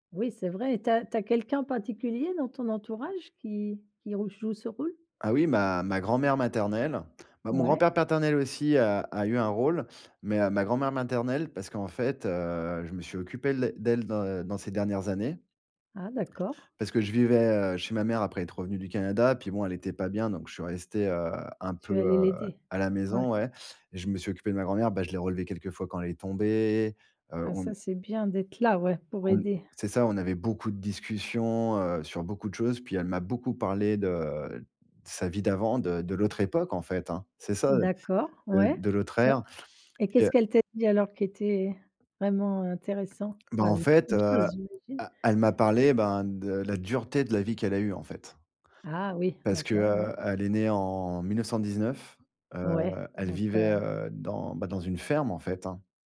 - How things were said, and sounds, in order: stressed: "beaucoup"; tapping; other background noise
- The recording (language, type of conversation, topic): French, podcast, Quel rôle les aînés jouent-ils dans tes traditions ?